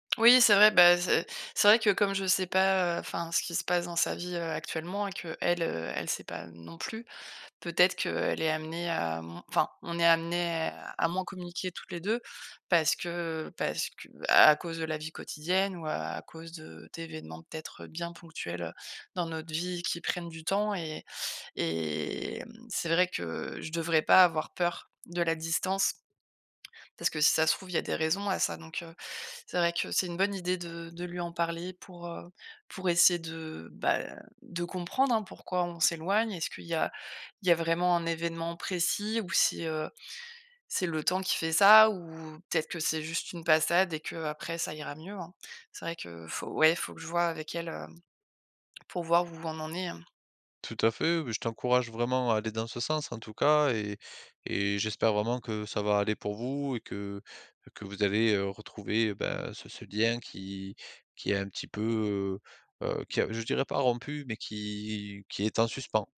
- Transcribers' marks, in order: none
- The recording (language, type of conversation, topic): French, advice, Comment maintenir une amitié forte malgré la distance ?